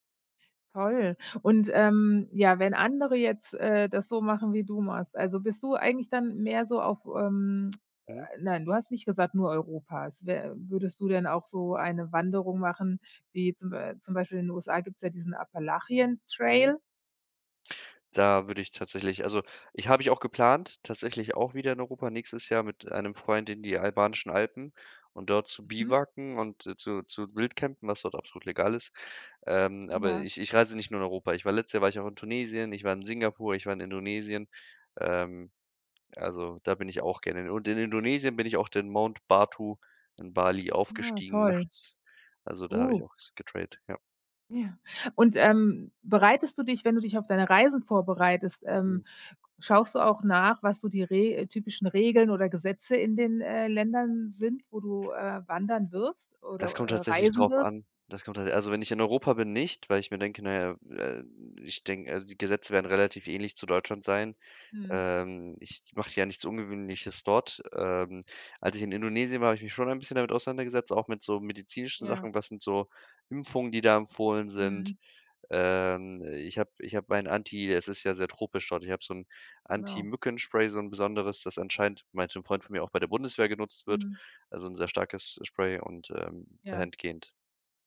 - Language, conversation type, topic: German, podcast, Was ist dein wichtigster Reisetipp, den jeder kennen sollte?
- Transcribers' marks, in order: "Biwakieren" said as "Biwaken"; in English: "getrailed"; "dahingehend" said as "Dahindgehend"